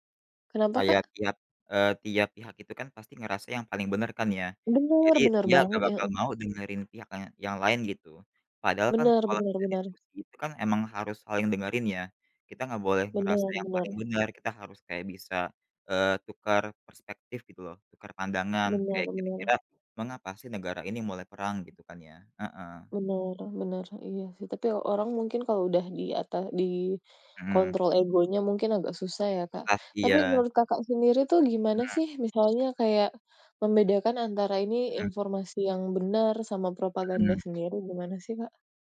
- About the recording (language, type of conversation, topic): Indonesian, unstructured, Mengapa propaganda sering digunakan dalam perang dan politik?
- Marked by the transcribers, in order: none